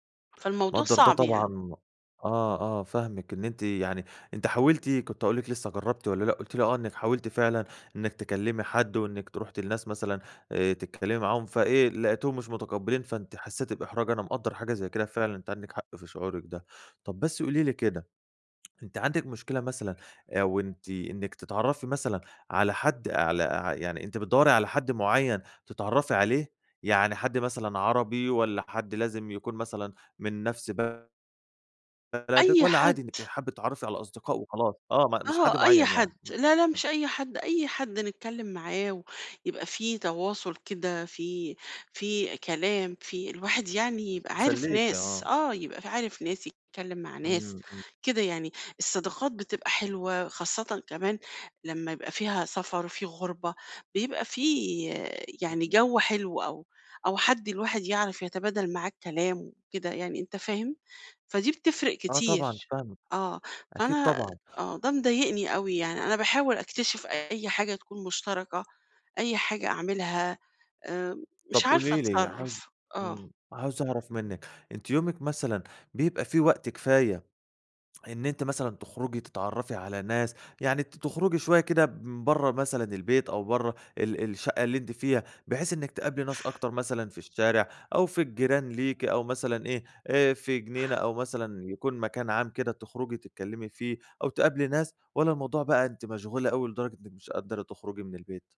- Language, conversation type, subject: Arabic, advice, إزاي بتتعامل مع صعوبة تكوين صحاب جداد بعد ما تنقلّت أو حصل تغيير في حياتك؟
- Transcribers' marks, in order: tapping; unintelligible speech